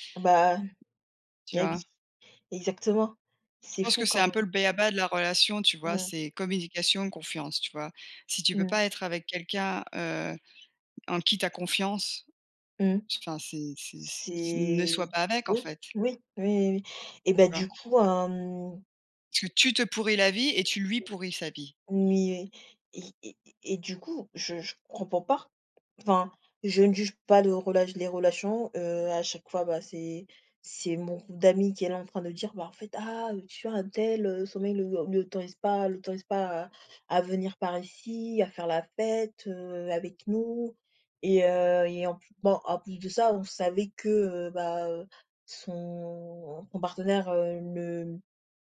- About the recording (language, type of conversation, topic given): French, unstructured, Quelle place l’amitié occupe-t-elle dans une relation amoureuse ?
- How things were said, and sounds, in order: drawn out: "C'est"; stressed: "tu"; other background noise; stressed: "lui"; drawn out: "son"